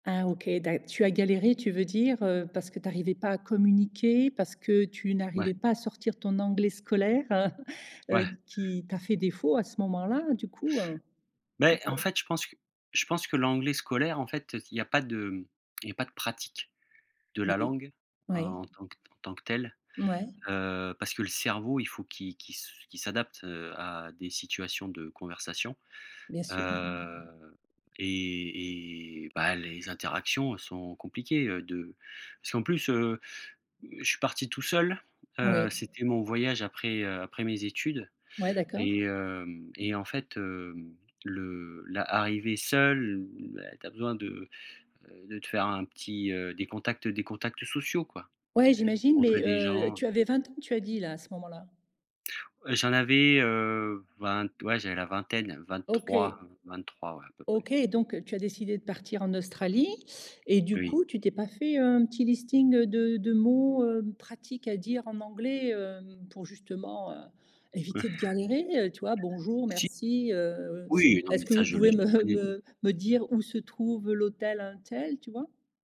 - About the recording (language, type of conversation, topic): French, podcast, Comment gères-tu la barrière de la langue quand tu te perds ?
- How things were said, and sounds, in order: chuckle; unintelligible speech; other background noise; tapping